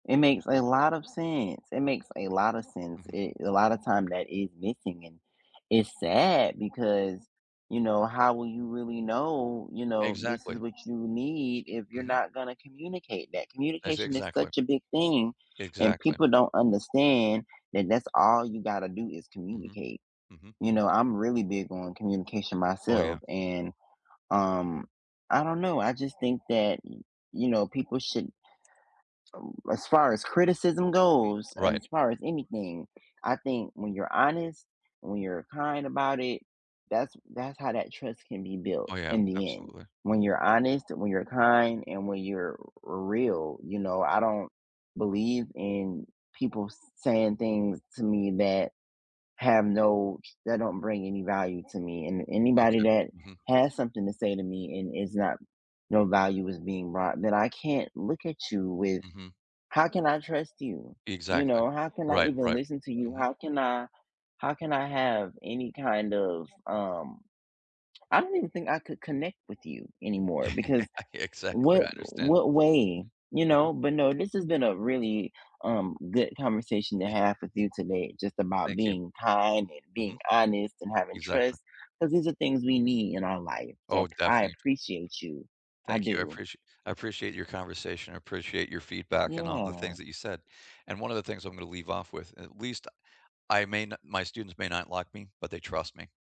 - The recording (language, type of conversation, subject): English, unstructured, How do you balance honesty and kindness in everyday relationships to build trust?
- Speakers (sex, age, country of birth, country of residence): male, 20-24, United States, United States; male, 50-54, United States, United States
- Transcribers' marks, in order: chuckle; chuckle